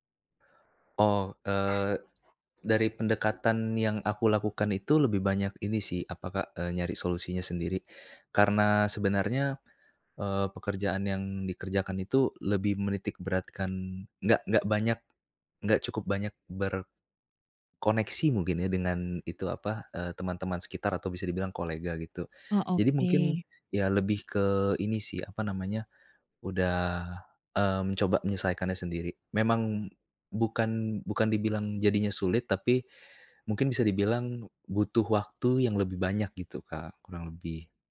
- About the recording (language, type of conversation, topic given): Indonesian, advice, Mengapa saya sulit memulai tugas penting meski tahu itu prioritas?
- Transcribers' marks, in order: other background noise